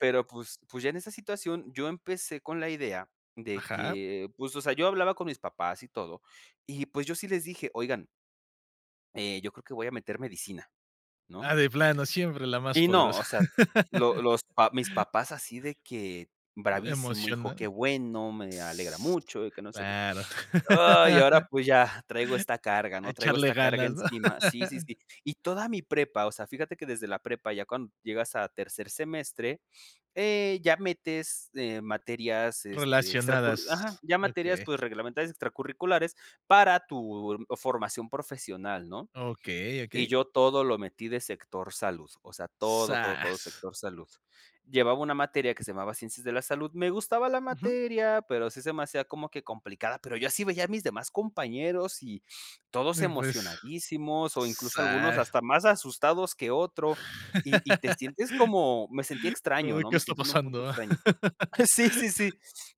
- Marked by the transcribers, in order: other background noise; laugh; laugh; laugh; laugh; laugh; laughing while speaking: "Sí, sí, sí"
- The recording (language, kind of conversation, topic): Spanish, podcast, ¿Un error terminó convirtiéndose en una bendición para ti?